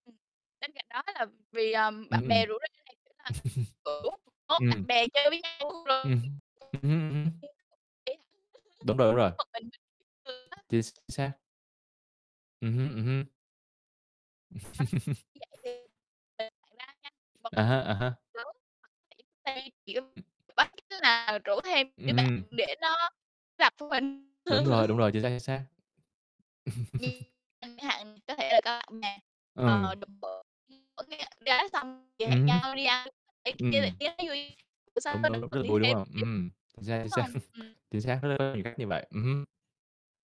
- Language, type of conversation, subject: Vietnamese, unstructured, Tại sao nhiều người lại bỏ tập thể dục sau một thời gian?
- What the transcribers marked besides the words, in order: distorted speech; laughing while speaking: "ừm"; chuckle; unintelligible speech; laugh; tapping; laugh; other background noise; unintelligible speech; laugh; laugh; unintelligible speech; other noise; unintelligible speech; laugh